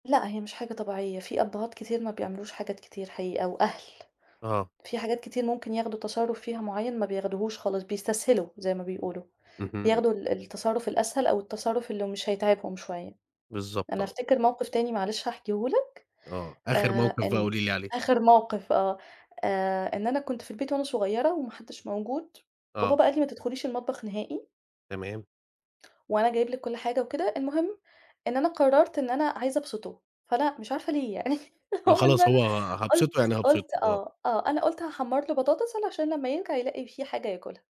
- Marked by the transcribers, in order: laughing while speaking: "يعني هو إن أنا قلت"
- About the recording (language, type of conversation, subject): Arabic, podcast, احكيلي عن موقف خلّاك تفتخر بعيلتك؟